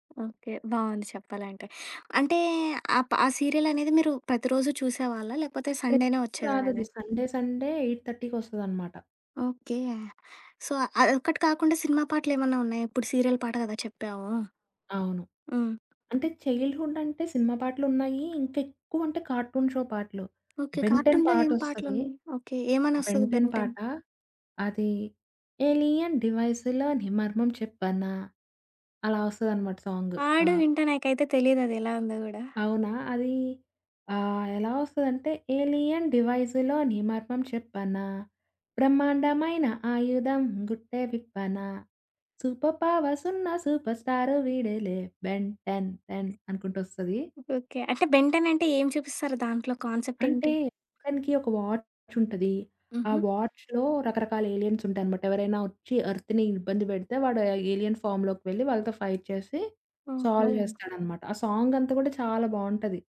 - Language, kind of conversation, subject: Telugu, podcast, మీ చిన్నప్పటి జ్ఞాపకాలను వెంటనే గుర్తుకు తెచ్చే పాట ఏది, అది ఎందుకు గుర్తొస్తుంది?
- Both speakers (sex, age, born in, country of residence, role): female, 20-24, India, India, guest; female, 25-29, India, India, host
- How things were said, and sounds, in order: in English: "సీరియల్"; in English: "సండేనే"; other background noise; in English: "సండే, సండే ఎయిట్ థర్టీకి"; in English: "సో"; in English: "సీరియల్"; in English: "చైల్డ్‌హుడ్"; tapping; in English: "కార్టూన్ షో"; in English: "కార్టూన్‌లో"; in English: "బెంటెన్"; in English: "బెన్ టెన్?"; in English: "బెంటెన్"; singing: "ఎలియన్ డివైస్‌లోనీ మర్మం చెప్పనా?"; in English: "ఎలియన్ డివైస్‌లోనీ"; in English: "సాంగ్"; "ఆడియో" said as "ఆడు"; singing: "ఏలియన్ డివైజులోని మర్మం చెప్పనా? బ్రహ్మాండమైన … బెన్ టెన్ టెన్"; in English: "ఏలియన్"; in English: "సూపర్ పవర్స్‌సున్న"; in English: "బెన్ టెన్ టెన్"; in English: "బెన్ టెన్"; in English: "కాన్సెప్ట్"; in English: "వాచ్"; in English: "వాచ్‌లో"; in English: "ఏలియన్స్"; in English: "ఎర్త్‌ని"; in English: "ఏలియన్ ఫమ్‌లోకి"; in English: "ఫైట్"; in English: "సాల్వ్"; unintelligible speech; in English: "సాంగ్"